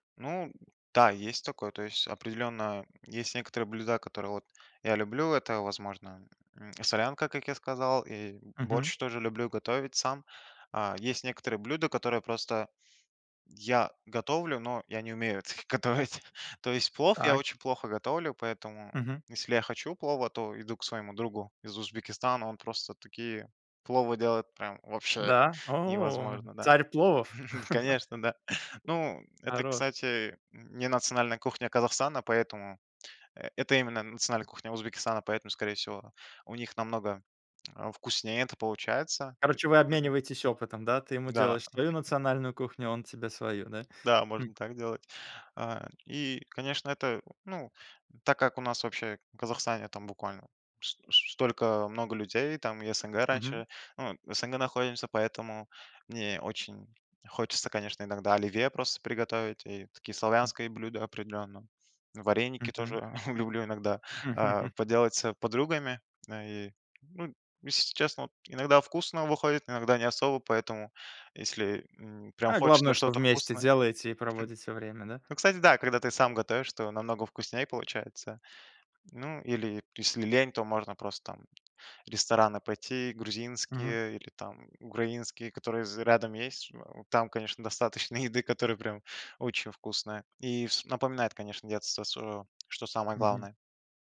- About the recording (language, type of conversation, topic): Russian, podcast, Как вы сохраняете родные обычаи вдали от родины?
- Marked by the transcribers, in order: laughing while speaking: "г готовить"; chuckle; laugh; chuckle; chuckle